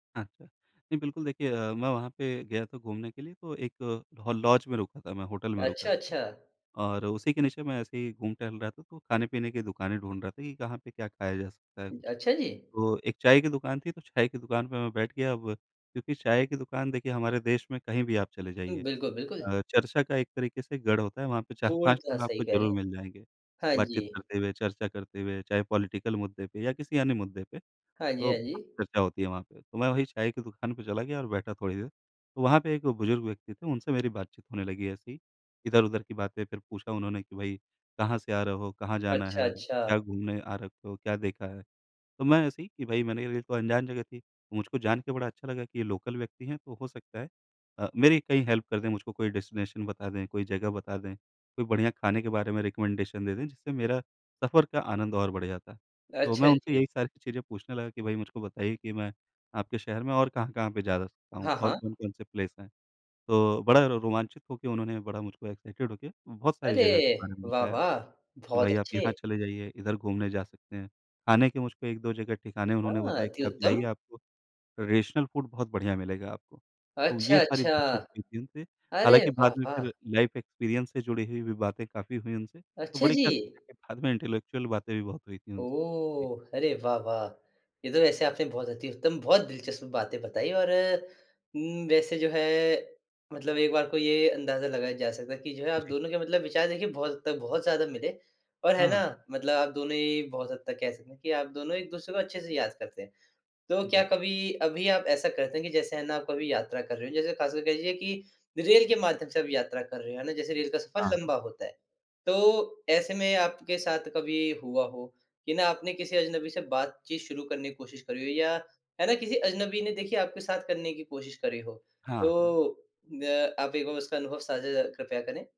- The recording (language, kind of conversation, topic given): Hindi, podcast, सफ़र में किसी अजनबी से मिली आपकी सबसे यादगार कहानी क्या है?
- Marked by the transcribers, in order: in English: "पॉलिटिकल"; in English: "लोकल"; in English: "हेल्प"; in English: "डेस्टिनेशन"; in English: "रिकमेंडेशन"; in English: "प्लेस"; in English: "एक्साइटेड"; in English: "ट्रेडिशनल फूड"; in English: "लाइफ एक्सपीरियंस"; in English: "इंटेलेक्चुअल"